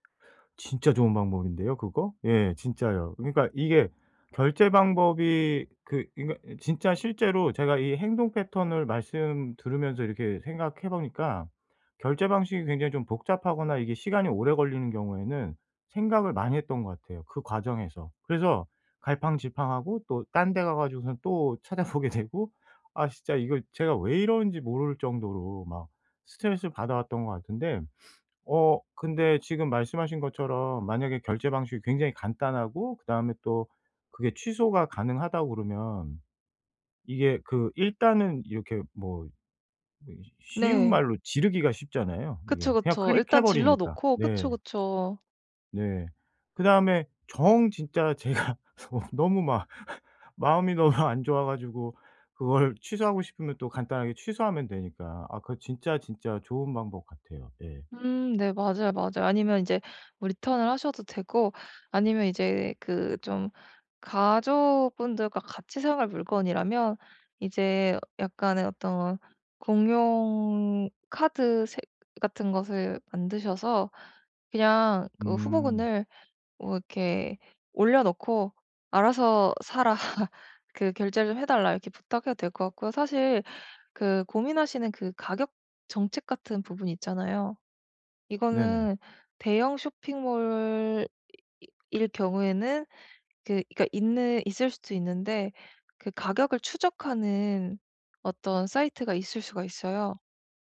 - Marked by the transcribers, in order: tapping; laughing while speaking: "찾아보게"; other background noise; laughing while speaking: "제가 너무 막"; laughing while speaking: "너무"; laughing while speaking: "사라"
- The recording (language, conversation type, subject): Korean, advice, 쇼핑할 때 어떤 물건을 살지 어떻게 결정해야 하나요?